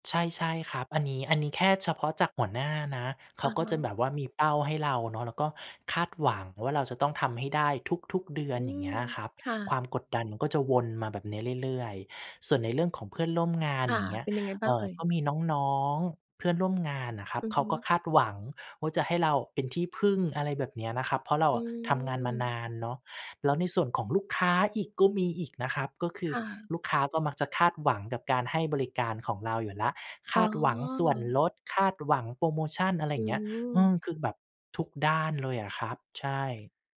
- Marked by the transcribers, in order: none
- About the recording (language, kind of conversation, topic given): Thai, podcast, คุณรับมือกับความคาดหวังจากคนอื่นอย่างไร?